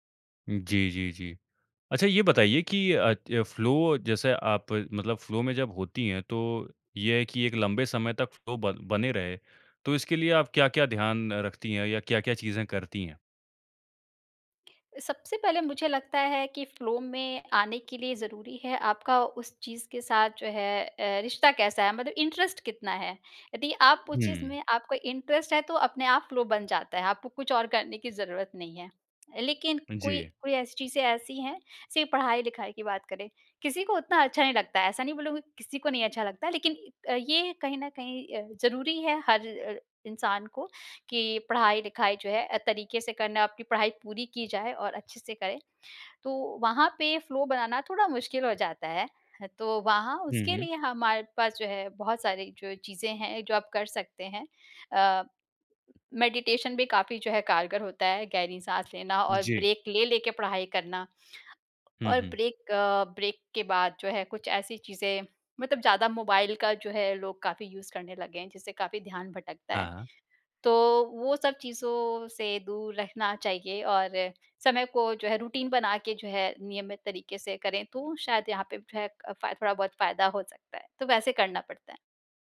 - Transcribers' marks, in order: in English: "फ़्लो"; in English: "फ़्लो"; in English: "फ़्लो"; other background noise; in English: "फ़्लो"; in English: "इंटरेस्ट"; in English: "इंटरेस्ट"; in English: "फ़्लो"; in English: "फ़्लो"; in English: "मेडिटेशन"; in English: "ब्रेक"; in English: "ब्रेक"; in English: "ब्रेक"; in English: "यूज़"; in English: "रूटीन"
- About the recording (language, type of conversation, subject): Hindi, podcast, आप कैसे पहचानते हैं कि आप गहरे फ्लो में हैं?